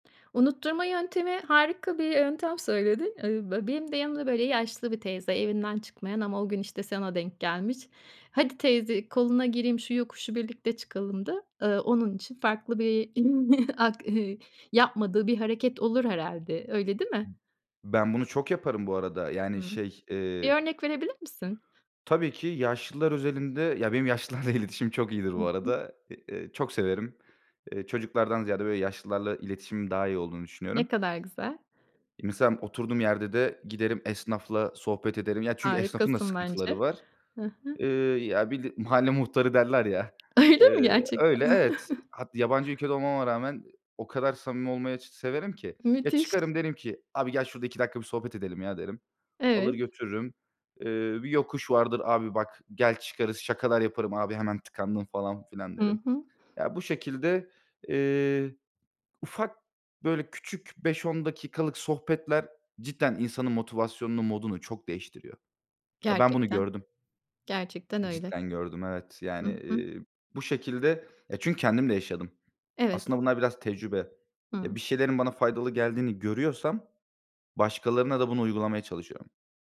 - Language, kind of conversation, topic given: Turkish, podcast, Stresle başa çıkma yöntemlerin neler, paylaşır mısın?
- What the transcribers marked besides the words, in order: other background noise; chuckle; other noise; "Misal" said as "Misam"; tapping; laughing while speaking: "Öyle mi gerçekten?"